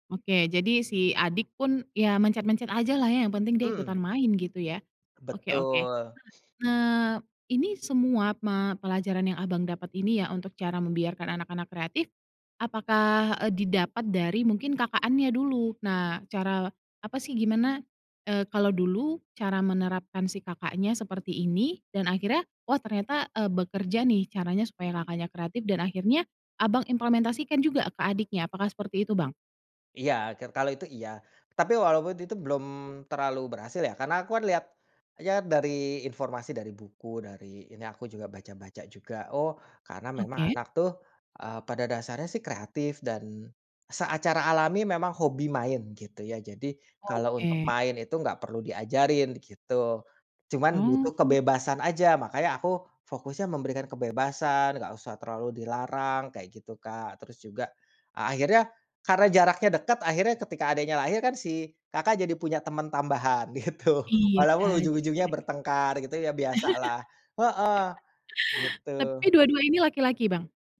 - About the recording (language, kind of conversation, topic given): Indonesian, podcast, Bagaimana cara mendorong anak-anak agar lebih kreatif lewat permainan?
- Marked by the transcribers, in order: laughing while speaking: "gitu"; chuckle